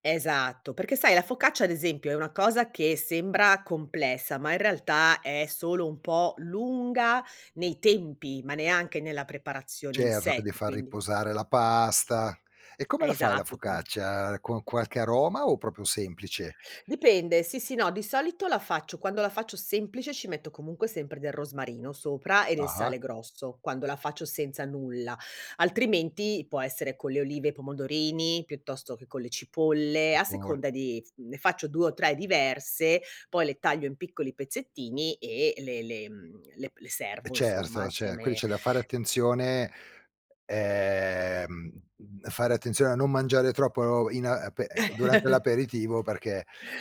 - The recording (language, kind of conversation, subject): Italian, podcast, Qual è la tua strategia per ospitare senza stress?
- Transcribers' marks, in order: tapping; "cioè" said as "ceh"; "proprio" said as "propio"; other background noise; "Cioè" said as "ceh"; chuckle